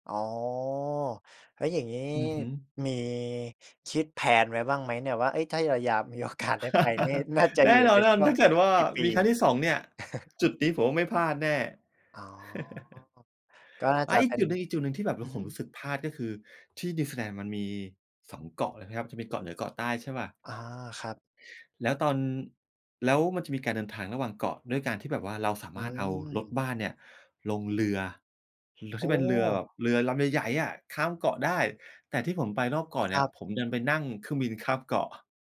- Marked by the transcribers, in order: drawn out: "อ๋อ"; in English: "แพลน"; chuckle; chuckle; other background noise; drawn out: "อ๋อ"; chuckle; tapping
- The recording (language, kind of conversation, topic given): Thai, podcast, คุณช่วยเล่าประสบการณ์การเดินทางที่ทำให้มุมมองของคุณเปลี่ยนไปได้ไหม?